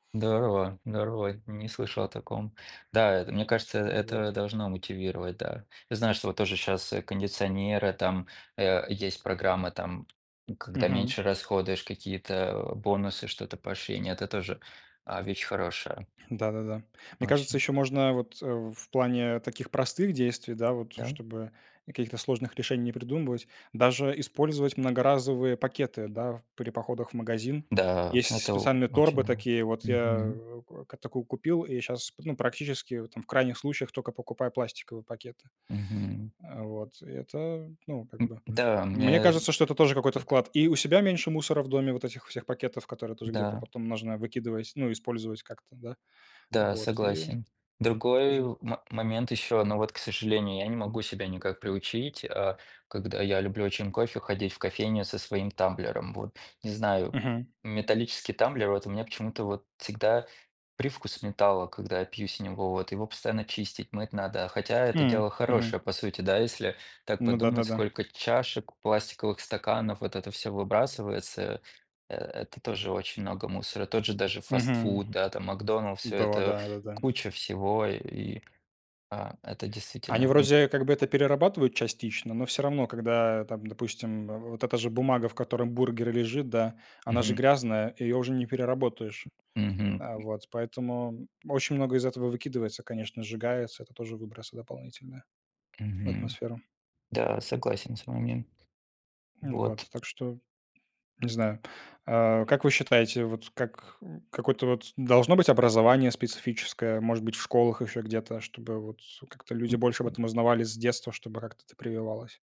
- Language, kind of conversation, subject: Russian, unstructured, Какие простые действия помогают сохранить природу?
- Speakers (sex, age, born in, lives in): male, 20-24, Belarus, Poland; male, 30-34, Russia, United States
- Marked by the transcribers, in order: tapping; other noise